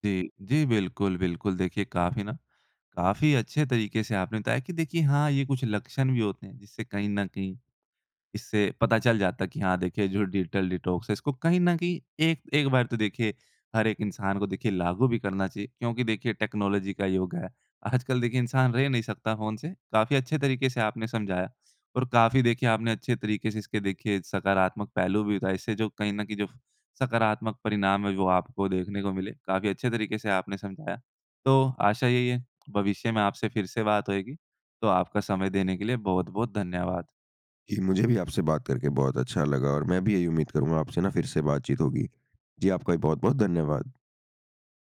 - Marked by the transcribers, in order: in English: "डिजिटल डिटॉक्स"; in English: "टेक्नोलॉज़ी"
- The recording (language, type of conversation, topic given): Hindi, podcast, डिजिटल डिटॉक्स करने का आपका तरीका क्या है?